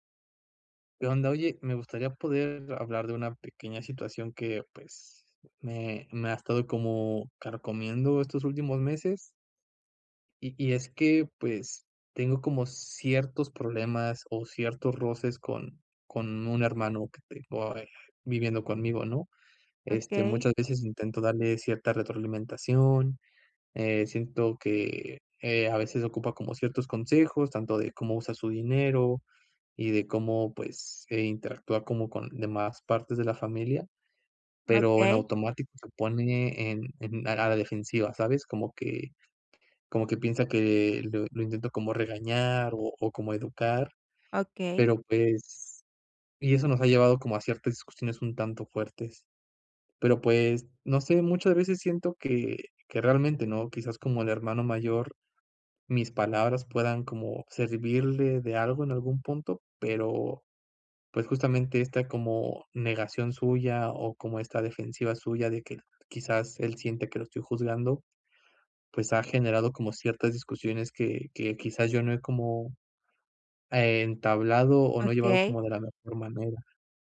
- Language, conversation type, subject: Spanish, advice, ¿Cómo puedo dar retroalimentación constructiva sin generar conflicto?
- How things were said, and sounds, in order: none